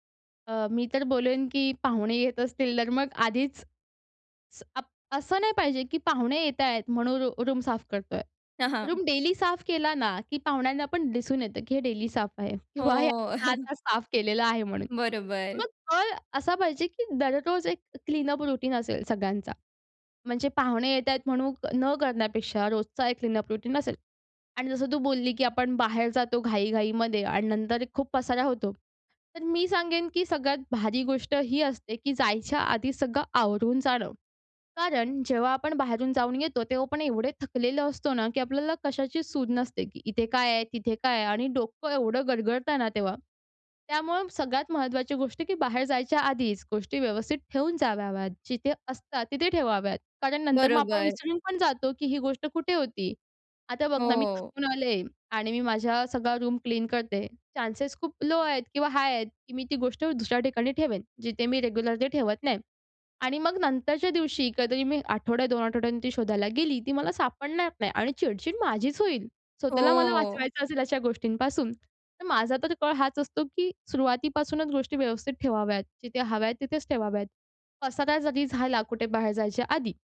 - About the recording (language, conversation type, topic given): Marathi, podcast, दररोजच्या कामासाठी छोटा स्वच्छता दिनक्रम कसा असावा?
- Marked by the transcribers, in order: in English: "रूम"; in English: "रूम डेली"; in English: "डेली"; chuckle; in English: "क्लीनअप रूटीन"; in English: "क्लीनअप रूटीन"; "शुद्ध" said as "सूद"; in English: "रूम क्लीन"; in English: "लो"; in English: "हाय"; in English: "रेग्युलर"